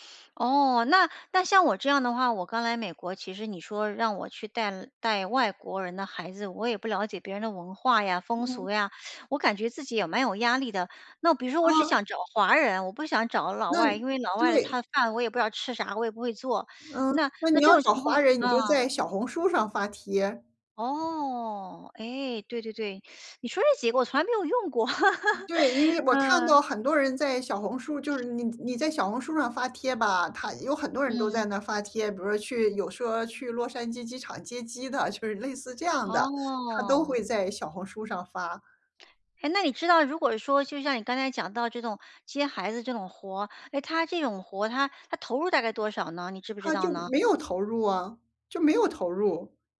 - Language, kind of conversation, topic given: Chinese, advice, 在资金有限的情况下，我该如何开始一个可行的创业项目？
- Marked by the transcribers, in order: teeth sucking; teeth sucking; tapping; laugh; other background noise; laughing while speaking: "就是"